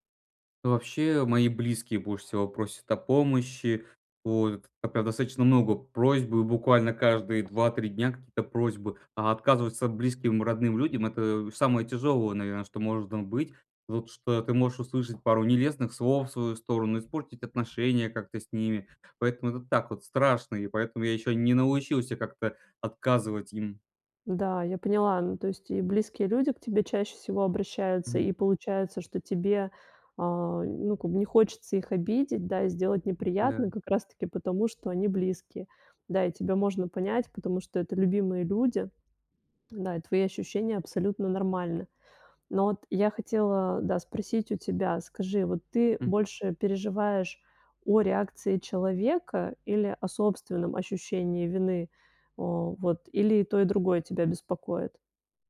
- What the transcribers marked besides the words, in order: none
- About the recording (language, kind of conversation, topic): Russian, advice, Как отказать без чувства вины, когда меня просят сделать что-то неудобное?